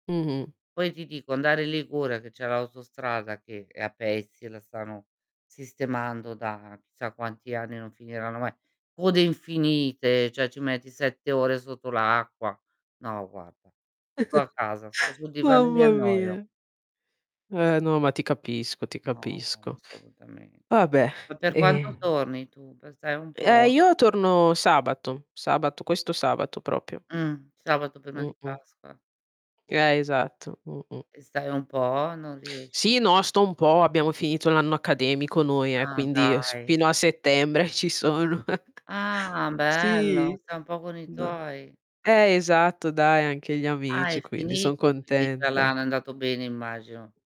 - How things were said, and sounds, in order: static; tapping; "cioè" said as "ceh"; chuckle; distorted speech; "proprio" said as "propio"; chuckle; unintelligible speech
- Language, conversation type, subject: Italian, unstructured, Come bilanci le tue passioni con le responsabilità quotidiane?